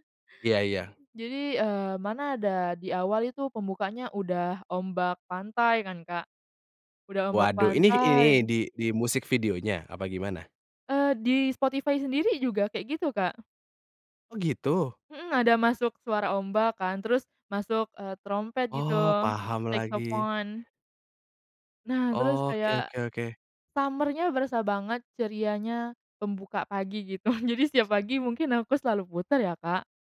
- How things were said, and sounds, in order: in English: "summer-nya"; laughing while speaking: "gitu"
- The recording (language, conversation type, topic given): Indonesian, podcast, Apa lagu yang selalu bikin kamu semangat, dan kenapa?